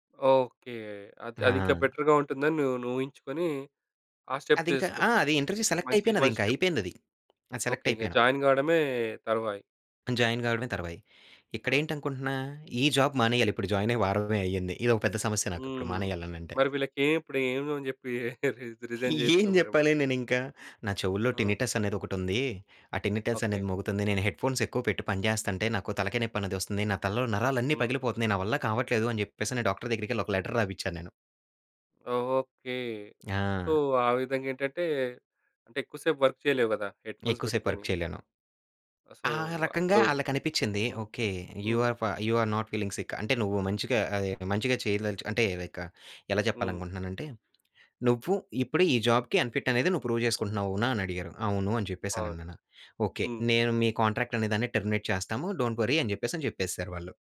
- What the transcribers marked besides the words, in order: in English: "బెటర్‌గా"; in English: "స్టెప్"; in English: "ఇంటర్వ్యూ సెలెక్ట్"; in English: "స్టెప్"; in English: "సెలెక్ట్"; in English: "జాయిన్"; in English: "జాయిన్"; in English: "జాబ్"; chuckle; in English: "రి రిజైన్"; giggle; in English: "టినిటస్"; in English: "టినిటస్"; in English: "హెడ్‌ఫోన్స్"; in English: "లెటర్"; in English: "సో"; in English: "వర్క్"; in English: "హెడ్‌ఫోన్స్"; in English: "వర్క్"; in English: "సో"; in English: "యూ ఆర్"; in English: "యూ ఆర్ నాట్ ఫీలింగ్ సిక్"; in English: "లైక్"; in English: "జాబ్‌కి అన్‌ఫిట్"; in English: "ప్రూవ్"; in English: "కాంట్రాక్ట్"; in English: "టెర్మినేట్"; in English: "డోంట్ వర్రీ"
- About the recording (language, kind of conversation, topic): Telugu, podcast, రెండు మంచి అవకాశాల మధ్య ఒకటి ఎంచుకోవాల్సి వచ్చినప్పుడు మీరు ఎలా నిర్ణయం తీసుకుంటారు?